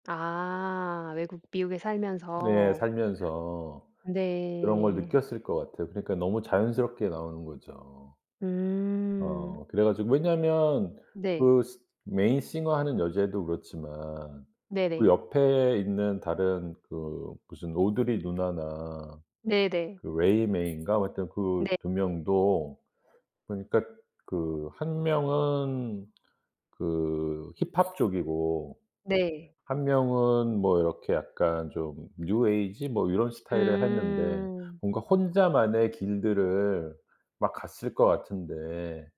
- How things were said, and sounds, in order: other background noise; in English: "메인 싱어"; tapping
- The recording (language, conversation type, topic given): Korean, podcast, 요즘 자주 듣는 노래가 뭐야?